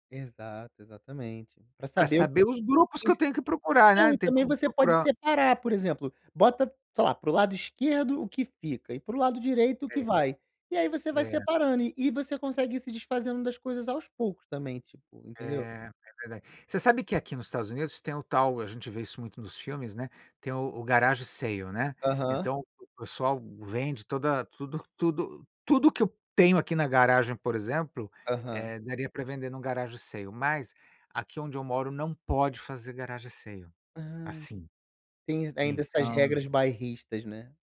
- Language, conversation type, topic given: Portuguese, advice, Como posso começar a reduzir as minhas posses?
- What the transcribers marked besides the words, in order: tapping; in English: "garage sale"; in English: "garage sale"; in English: "garage sale"